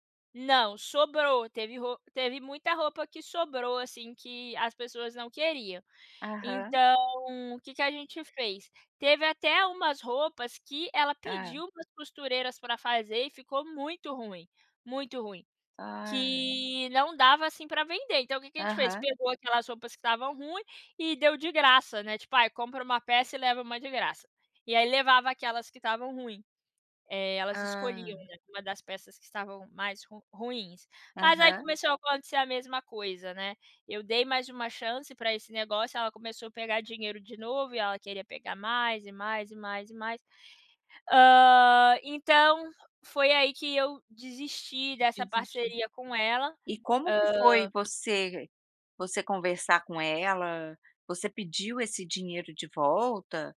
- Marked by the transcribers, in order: none
- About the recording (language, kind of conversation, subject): Portuguese, podcast, Me conta sobre um erro que te ensinou algo valioso?